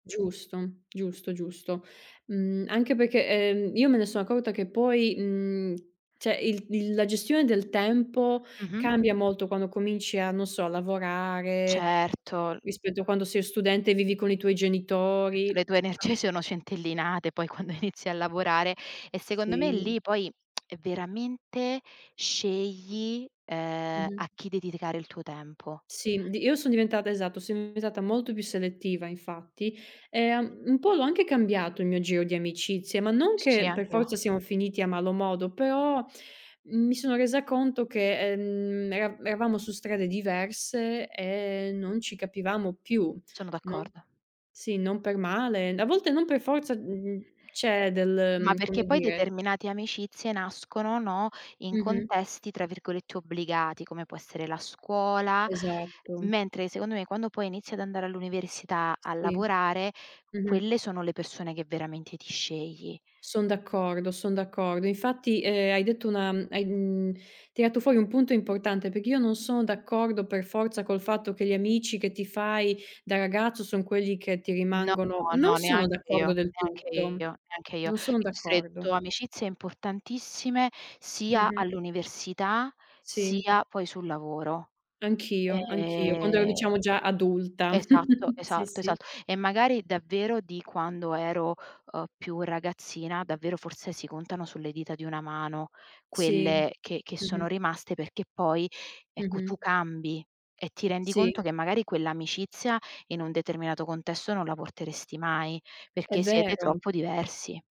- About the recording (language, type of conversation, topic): Italian, unstructured, Qual è la qualità più importante in un amico?
- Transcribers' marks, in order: "cioè" said as "ceh"; "Certo" said as "certol"; unintelligible speech; laughing while speaking: "energie"; lip smack; other background noise; tapping; drawn out: "E"; chuckle